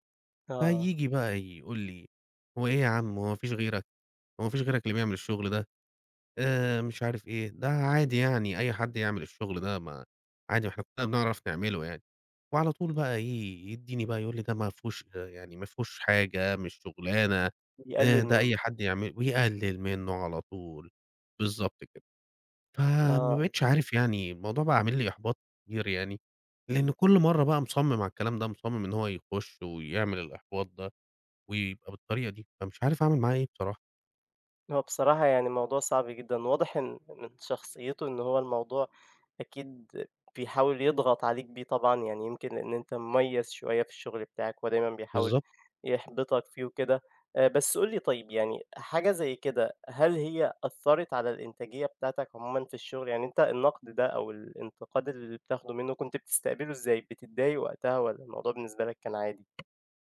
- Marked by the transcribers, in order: other background noise
- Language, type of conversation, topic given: Arabic, advice, إزاي تتعامل لما ناقد أو زميل ينتقد شغلك الإبداعي بعنف؟